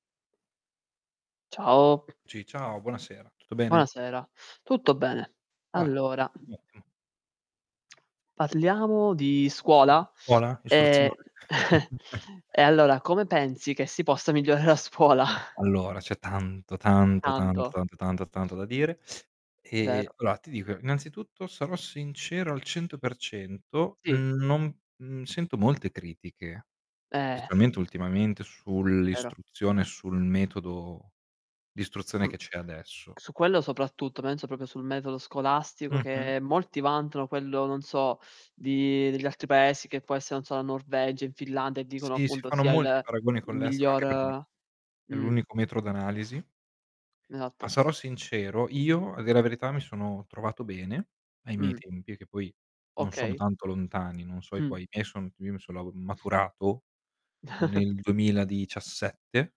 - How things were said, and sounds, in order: tapping; static; other background noise; chuckle; distorted speech; chuckle; laughing while speaking: "migliorare a scuola?"; other noise; chuckle
- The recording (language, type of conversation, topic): Italian, unstructured, Come pensi che si possa migliorare la scuola?